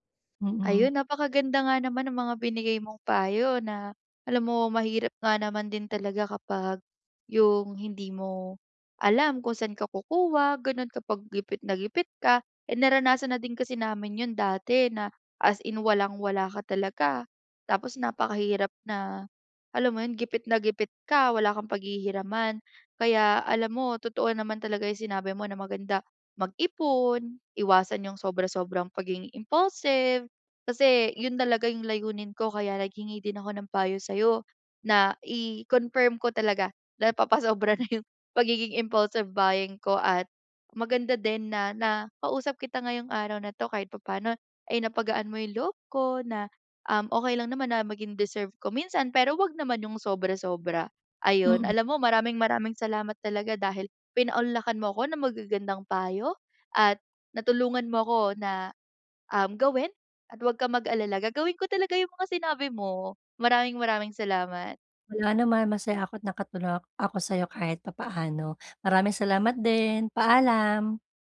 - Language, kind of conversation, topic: Filipino, advice, Paano ko makokontrol ang impulsibong kilos?
- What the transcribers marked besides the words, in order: laughing while speaking: "napapasobra na 'yong"; tapping